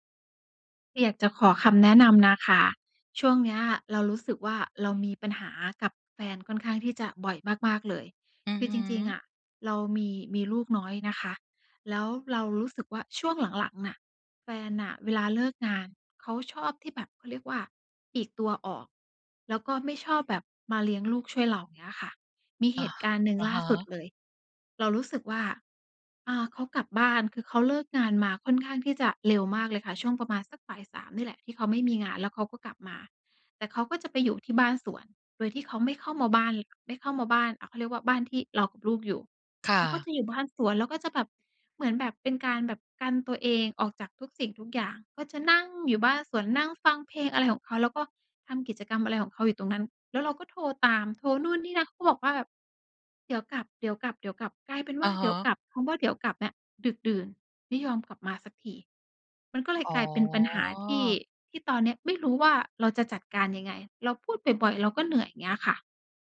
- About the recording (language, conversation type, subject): Thai, advice, ฉันควรจัดการอารมณ์และปฏิกิริยาที่เกิดซ้ำๆ ในความสัมพันธ์อย่างไร?
- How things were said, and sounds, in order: drawn out: "อ๋อ"